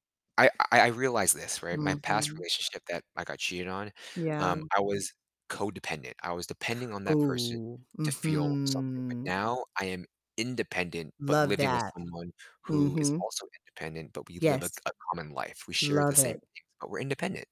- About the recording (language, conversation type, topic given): English, unstructured, How can you practice gratitude in relationships without it feeling performative?
- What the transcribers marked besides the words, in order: distorted speech; drawn out: "mhm"